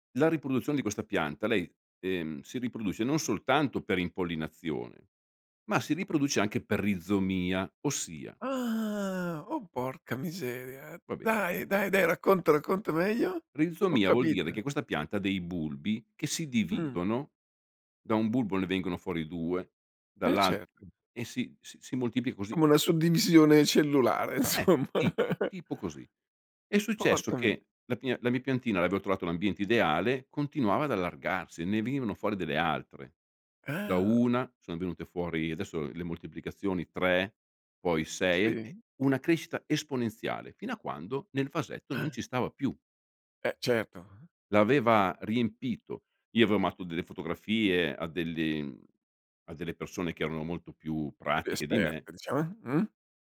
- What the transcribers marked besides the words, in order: drawn out: "Ah!"; laughing while speaking: "insomma"; laugh; drawn out: "Ah!"; other noise
- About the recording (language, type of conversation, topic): Italian, podcast, Com’è stato il tuo primo approccio al giardinaggio?